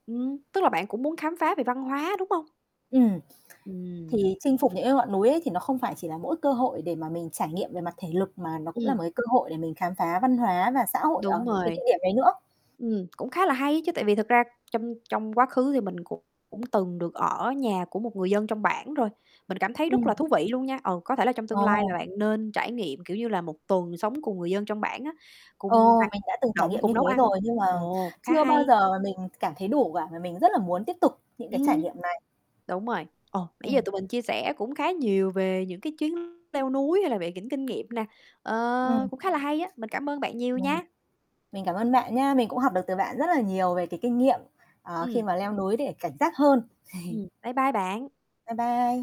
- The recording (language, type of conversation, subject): Vietnamese, unstructured, Kỷ niệm nào trong chuyến leo núi của bạn là đáng nhớ nhất?
- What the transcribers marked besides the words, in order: other background noise; static; tapping; distorted speech; chuckle